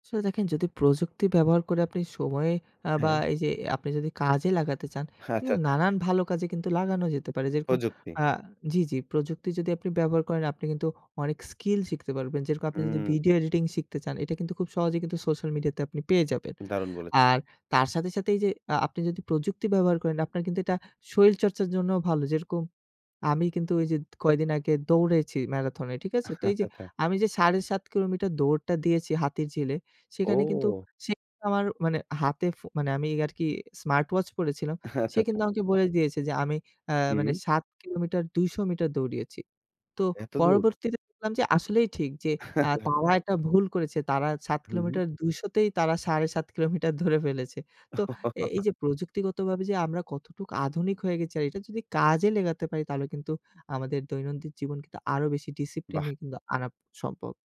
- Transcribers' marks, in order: laughing while speaking: "আচ্ছা, আচ্ছা"; laughing while speaking: "আচ্ছা, আচ্ছা"; laughing while speaking: "আচ্ছা, আচ্ছা"; wind; chuckle; other background noise; chuckle
- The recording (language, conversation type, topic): Bengali, podcast, নিয়মিত শৃঙ্খলা বজায় রাখতে আপনি কী কী পরামর্শ দেবেন?